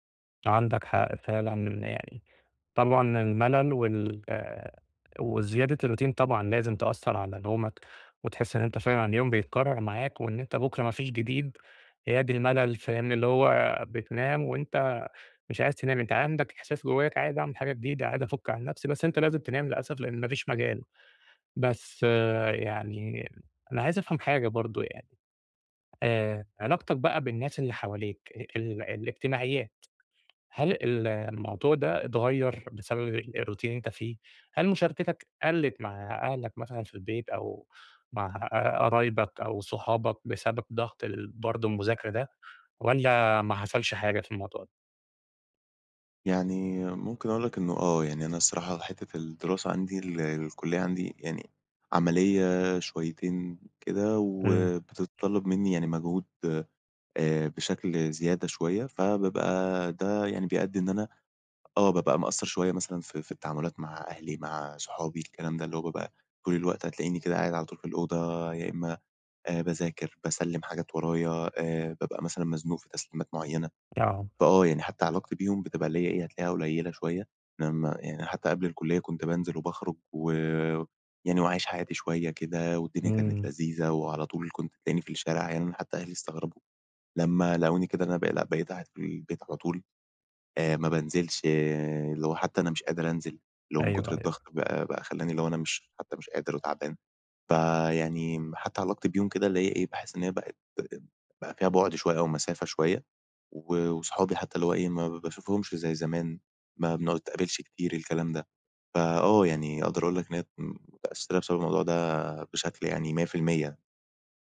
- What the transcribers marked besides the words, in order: in English: "الroutine"; tapping; other background noise
- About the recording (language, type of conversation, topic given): Arabic, advice, إزاي أتعامل مع إحساسي إن أيامي بقت مكررة ومفيش شغف؟